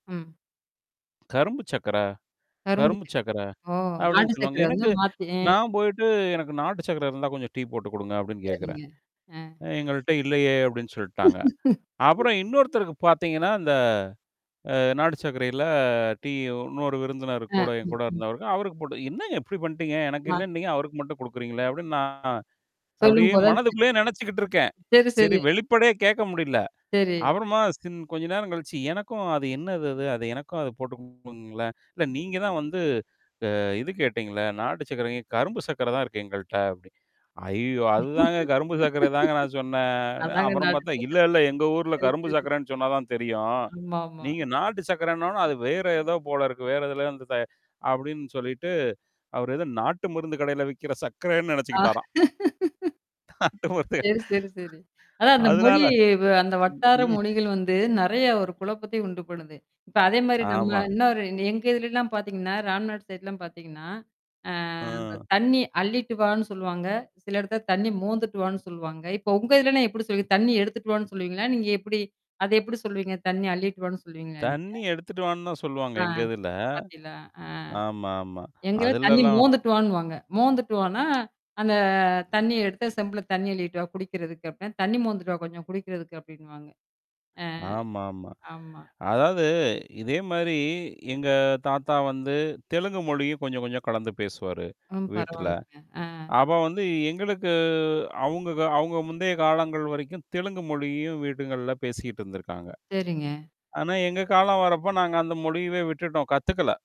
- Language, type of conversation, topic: Tamil, podcast, உங்கள் குடும்பத்தில் மொழி பயன்பாடு எப்படிக் நடைபெறுகிறது?
- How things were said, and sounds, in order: distorted speech; other background noise; mechanical hum; laugh; laugh; laugh; laughing while speaking: "நாட்டு மருந்து கட"; inhale; in English: "சைட்லாம்"; tapping; drawn out: "எங்களுக்கு"